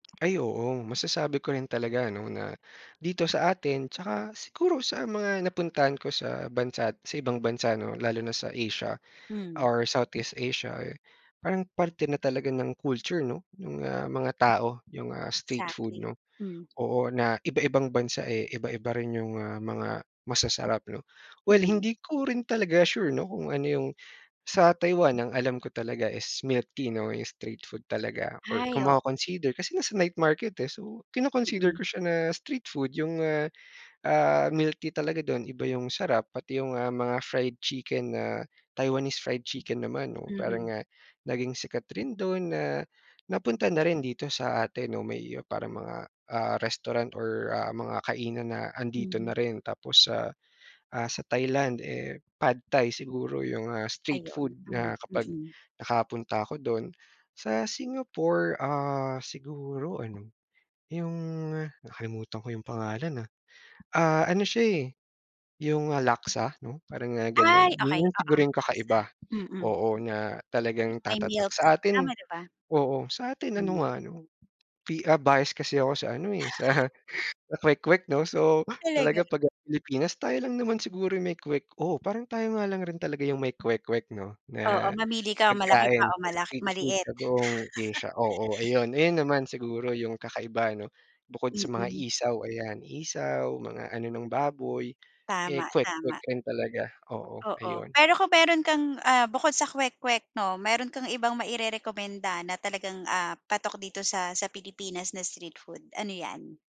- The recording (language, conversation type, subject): Filipino, podcast, Ano ang palagi mong nagugustuhan sa pagtuklas ng bagong pagkaing kalye?
- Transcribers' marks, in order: tapping; laughing while speaking: "sa"; other noise